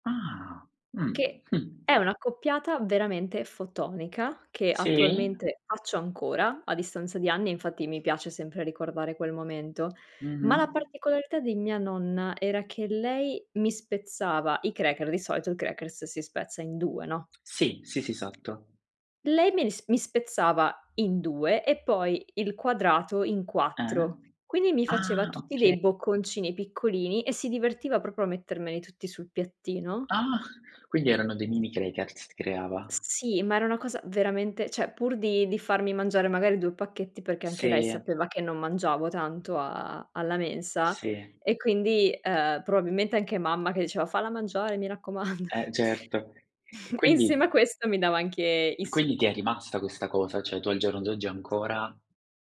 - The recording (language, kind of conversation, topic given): Italian, podcast, Qual è un ricordo legato al cibo della tua infanzia?
- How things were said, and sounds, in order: chuckle; other background noise; door; "esatto" said as "satto"; tapping; "cioè" said as "ceh"; laughing while speaking: "raccomando"; chuckle; "Cioè" said as "ceh"